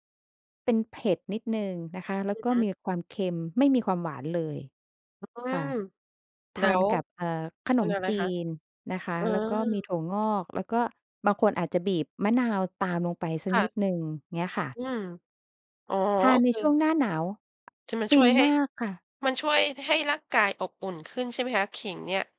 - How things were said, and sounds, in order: tapping
- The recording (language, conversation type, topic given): Thai, podcast, เมนูโปรดที่ทำให้คุณคิดถึงบ้านคืออะไร?